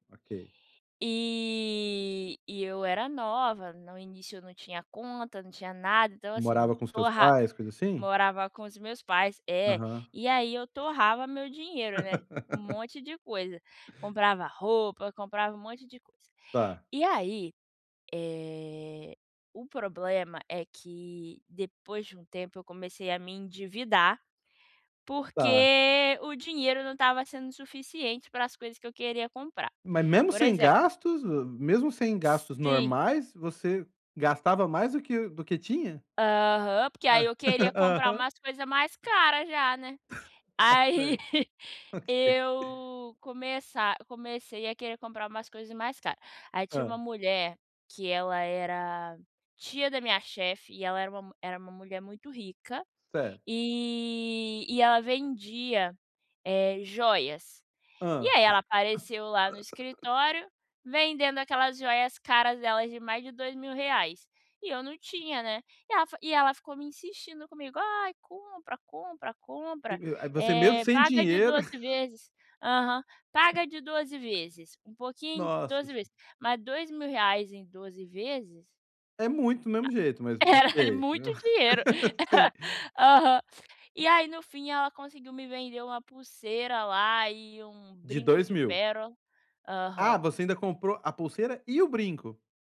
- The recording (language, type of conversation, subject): Portuguese, advice, Como posso controlar meus gastos quando faço compras por prazer?
- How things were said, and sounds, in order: tapping; laugh; chuckle; unintelligible speech; laughing while speaking: "Ok"; laughing while speaking: "aí"; laugh; chuckle; chuckle; laugh; other background noise